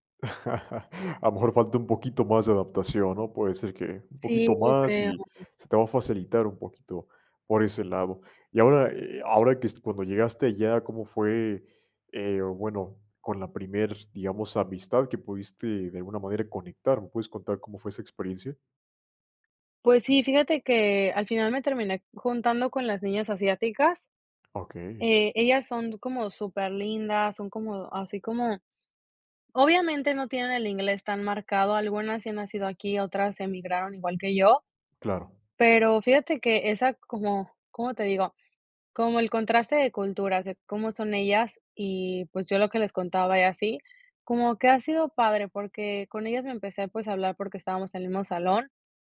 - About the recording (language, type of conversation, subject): Spanish, podcast, ¿Cómo rompes el hielo con desconocidos que podrían convertirse en amigos?
- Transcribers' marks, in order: laugh; other noise; other background noise